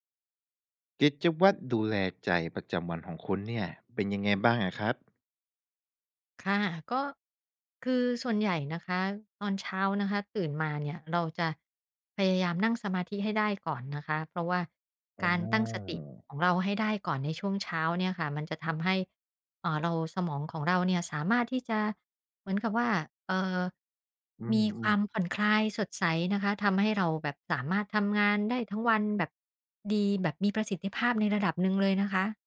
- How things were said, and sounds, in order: none
- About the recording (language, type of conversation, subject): Thai, podcast, กิจวัตรดูแลใจประจำวันของคุณเป็นอย่างไรบ้าง?